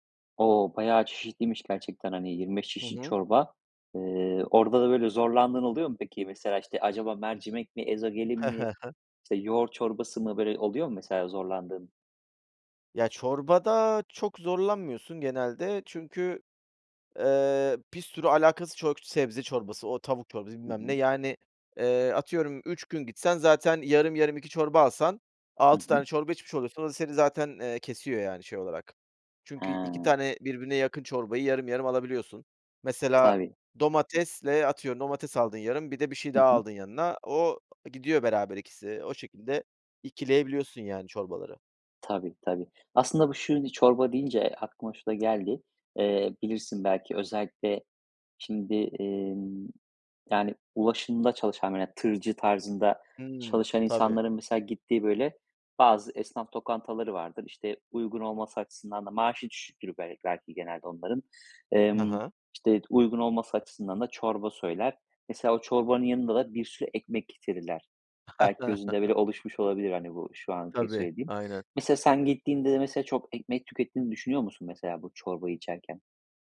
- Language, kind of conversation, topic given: Turkish, podcast, Dışarıda yemek yerken sağlıklı seçimleri nasıl yapıyorsun?
- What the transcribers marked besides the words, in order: chuckle; unintelligible speech; "lokantaları" said as "tokantaları"; chuckle